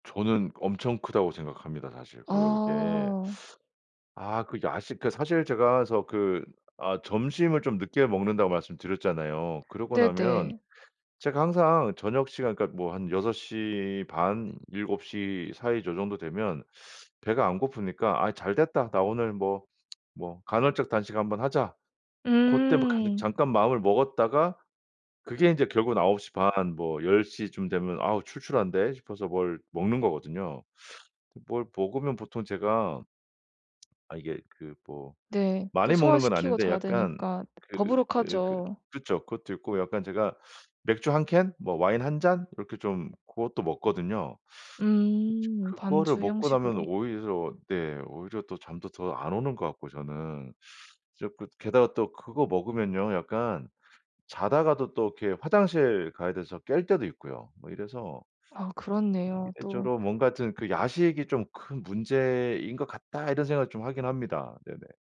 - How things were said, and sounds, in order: other background noise; teeth sucking; tapping
- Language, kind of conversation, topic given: Korean, advice, 매일 일관된 수면 시간을 꾸준히 유지하려면 어떻게 해야 하나요?